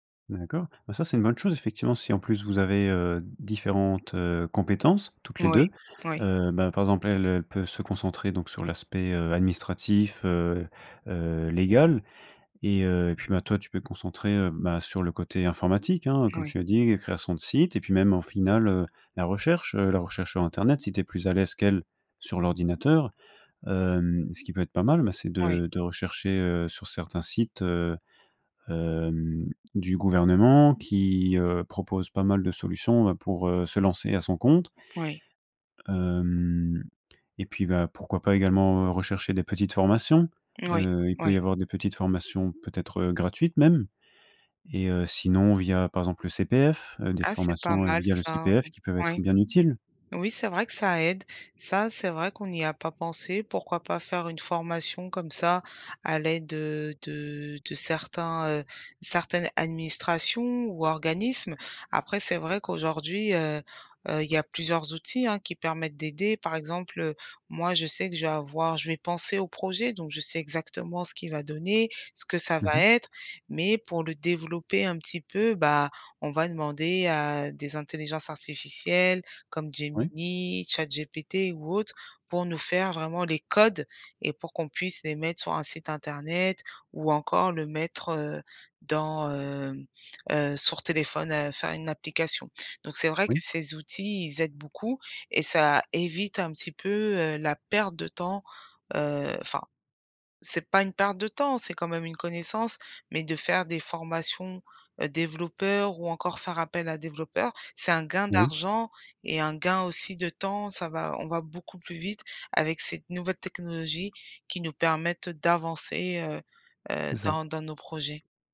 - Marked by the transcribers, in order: other background noise
- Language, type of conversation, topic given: French, advice, Comment surmonter mon hésitation à changer de carrière par peur d’échouer ?